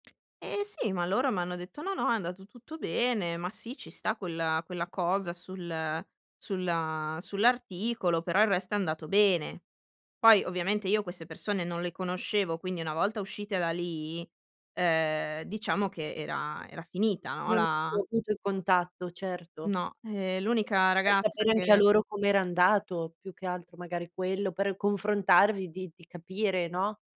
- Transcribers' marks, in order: tapping; unintelligible speech
- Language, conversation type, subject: Italian, podcast, Come racconti un tuo fallimento senza provare vergogna?